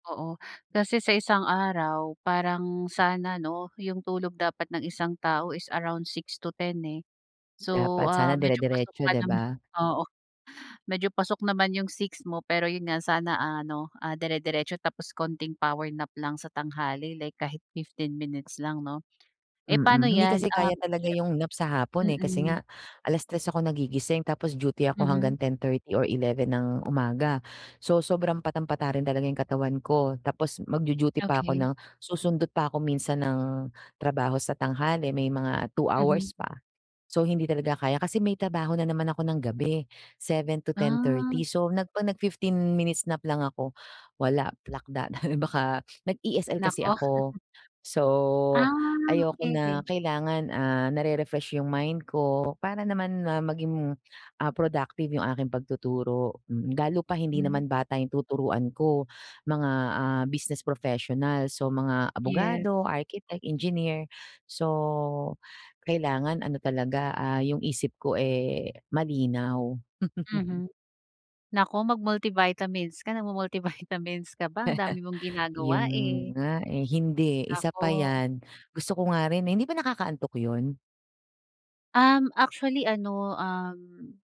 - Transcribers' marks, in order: laugh; laughing while speaking: "na baka"; in English: "business professionals"; laugh; laughing while speaking: "Nagmu-multivitamins"; laugh
- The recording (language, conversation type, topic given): Filipino, advice, Paano ko mapapalakas ang kamalayan ko sa aking katawan at damdamin?